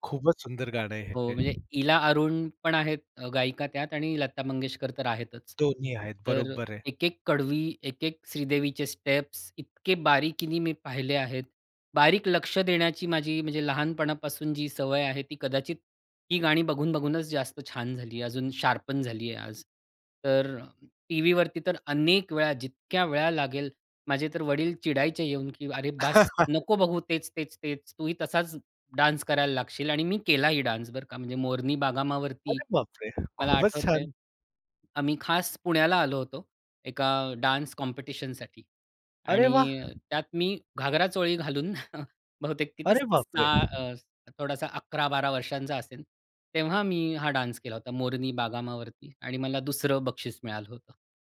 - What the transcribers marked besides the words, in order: wind; tapping; in English: "स्टेप्स"; chuckle; other background noise; in English: "डान्स"; in English: "डान्स"; in Hindi: "मोरनी बागां मां"; in English: "डान्स"; chuckle; in English: "डान्स"; in Hindi: "मोरनी बागां मां"
- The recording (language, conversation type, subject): Marathi, podcast, तुझ्या आयुष्यातल्या प्रत्येक दशकाचं प्रतिनिधित्व करणारे एक-एक गाणं निवडायचं झालं, तर तू कोणती गाणी निवडशील?